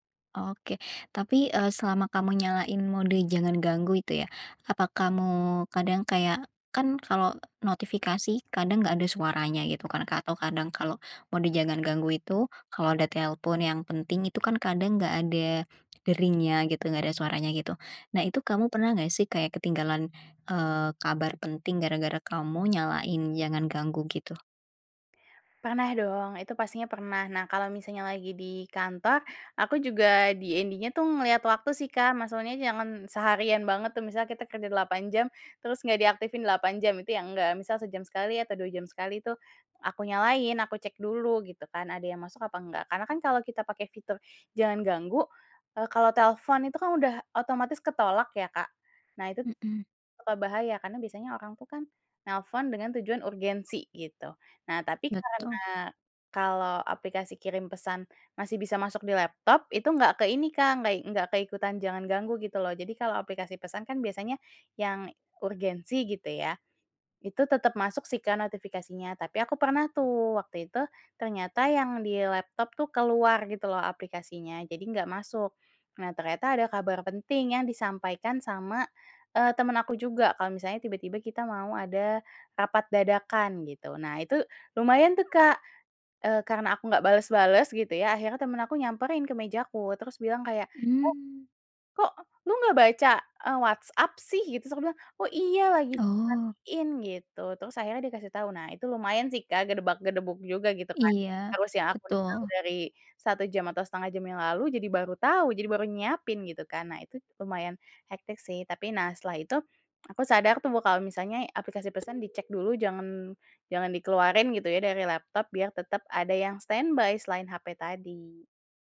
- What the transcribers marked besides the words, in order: in English: "D-N-D"; other background noise; in English: "standby"
- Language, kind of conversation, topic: Indonesian, podcast, Apa trik sederhana yang kamu pakai agar tetap fokus bekerja tanpa terganggu oleh ponsel?